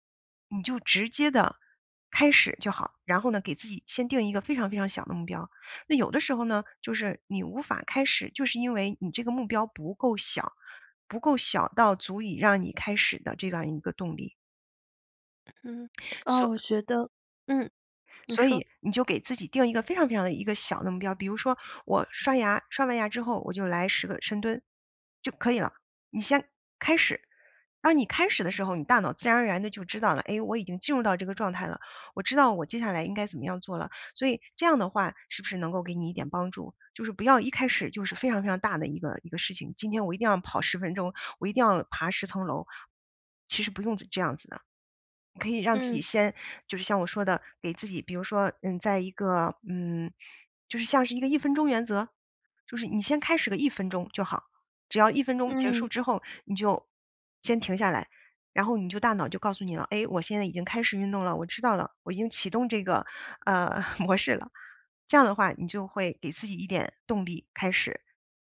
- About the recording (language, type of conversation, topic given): Chinese, advice, 你想开始锻炼却总是拖延、找借口，该怎么办？
- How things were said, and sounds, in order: laughing while speaking: "模式了"